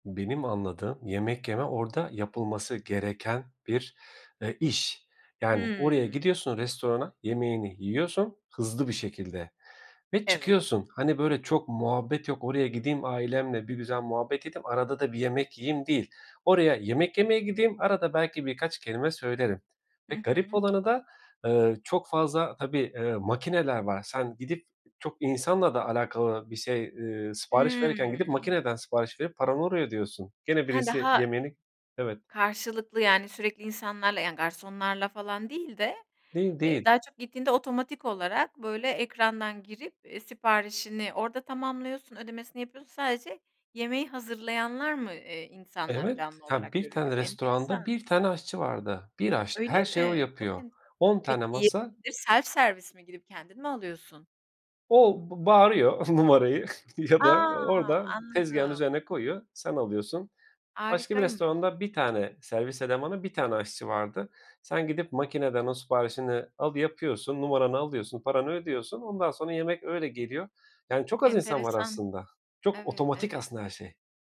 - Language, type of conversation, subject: Turkish, podcast, Hayatındaki en unutulmaz seyahat deneyimini anlatır mısın?
- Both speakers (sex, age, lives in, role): female, 40-44, Spain, host; male, 40-44, Portugal, guest
- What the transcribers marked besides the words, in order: drawn out: "Hıı"; laughing while speaking: "numarayı ya da orada"; chuckle; drawn out: "A!"